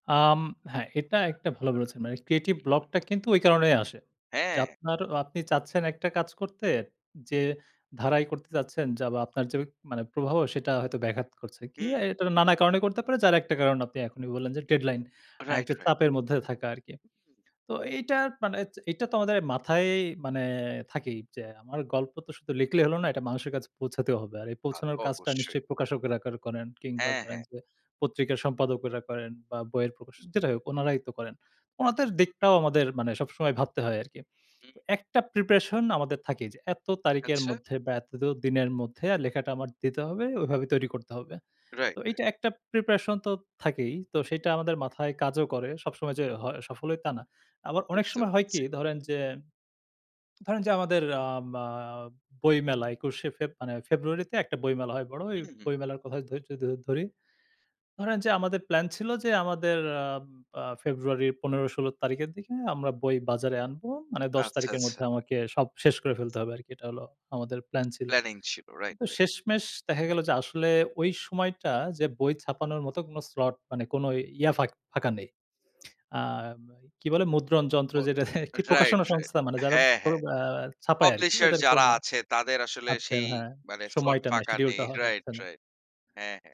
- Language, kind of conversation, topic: Bengali, podcast, সৃজনশীলতার বাধা কাটাতে আপনার কৌশল কী?
- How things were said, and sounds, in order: other background noise; in English: "creative block"; drawn out: "মাথাই মানে"; in English: "slot"; in English: "slot"; in English: "schedule"